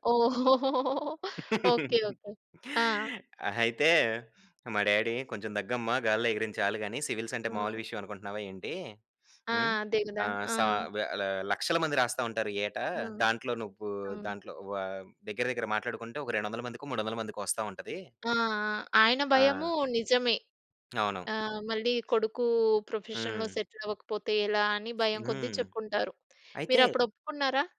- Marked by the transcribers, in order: giggle; in English: "డ్యాడీ"; in English: "సివిల్స్"; in English: "ప్రొఫెషన్‌లో సెటిల్"; other background noise
- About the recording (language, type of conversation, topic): Telugu, podcast, భయం వల్ల నిర్ణయం తీసుకోలేకపోయినప్పుడు మీరు ఏమి చేస్తారు?